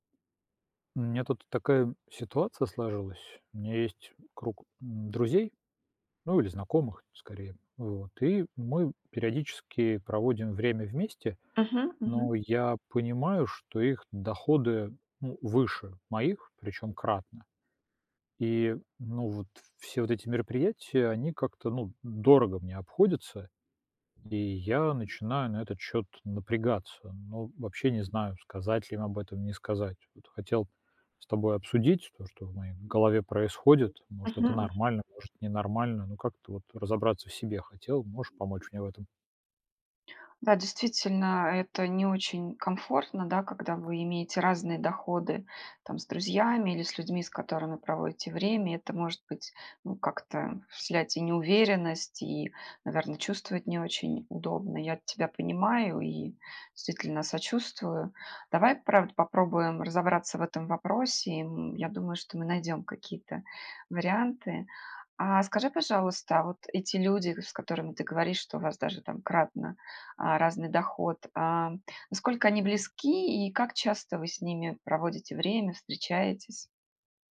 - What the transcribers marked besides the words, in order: tapping; other background noise; background speech; "действительно" said as "ствительно"
- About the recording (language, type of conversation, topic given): Russian, advice, Как справляться с неловкостью из-за разницы в доходах среди знакомых?